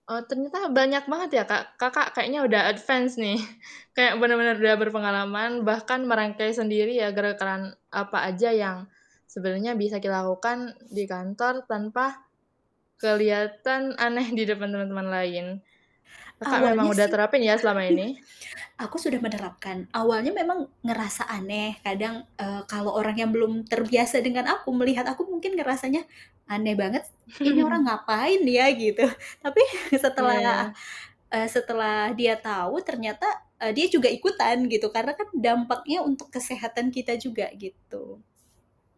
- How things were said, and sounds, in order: in English: "advance"; chuckle; other background noise; static; chuckle; chuckle; laughing while speaking: "tapi"
- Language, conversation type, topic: Indonesian, podcast, Bagaimana cara tetap aktif meski harus duduk bekerja seharian?